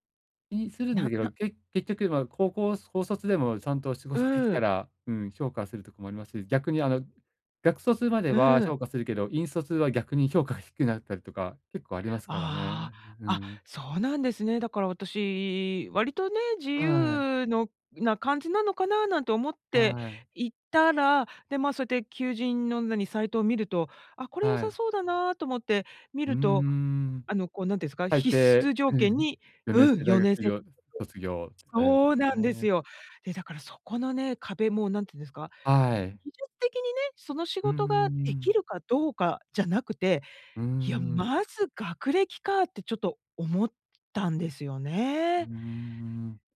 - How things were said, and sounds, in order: laughing while speaking: "仕事できたら"; laughing while speaking: "評価が低くなったり"; unintelligible speech
- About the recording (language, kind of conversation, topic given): Japanese, advice, 現実的で達成しやすい目標はどのように設定すればよいですか？